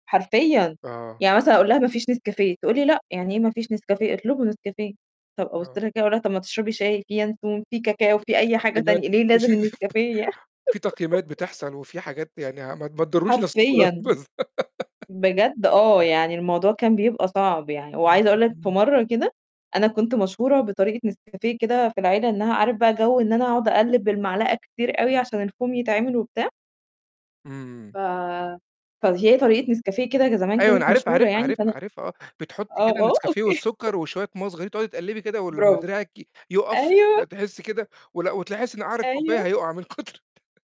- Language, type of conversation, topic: Arabic, podcast, إيه عاداتكم لما ييجي ضيف مفاجئ للبيت؟
- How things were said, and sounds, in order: other noise; distorted speech; laughing while speaking: "في"; unintelligible speech; laughing while speaking: "يع"; laugh; unintelligible speech; laugh; in English: "الفوم"; laughing while speaking: "أوكي"; laughing while speaking: "من كتر"